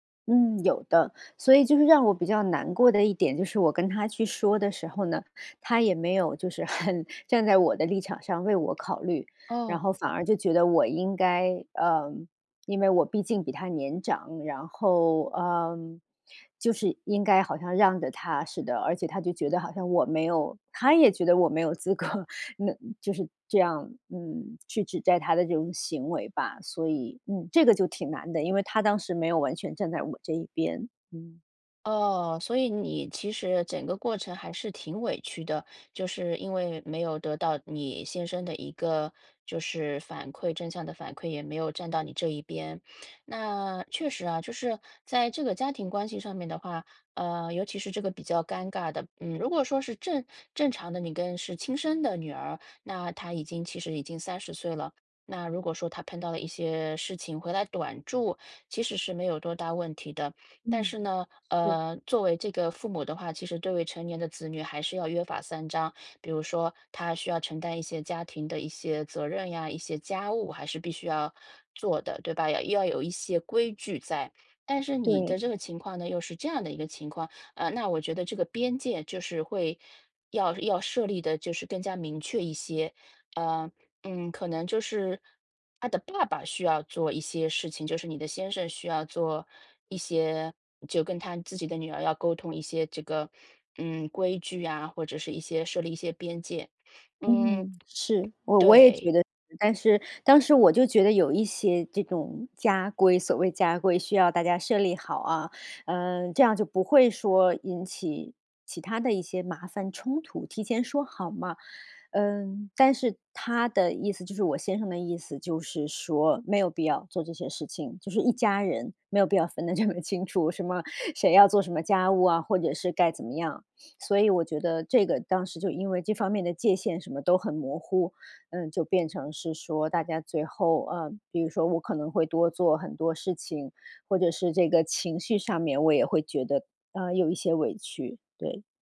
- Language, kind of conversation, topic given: Chinese, advice, 当家庭成员搬回家住而引发生活习惯冲突时，我该如何沟通并制定相处规则？
- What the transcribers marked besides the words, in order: laughing while speaking: "很"; laughing while speaking: "资格"; "指责" said as "指摘"; other background noise; laughing while speaking: "得这么清楚"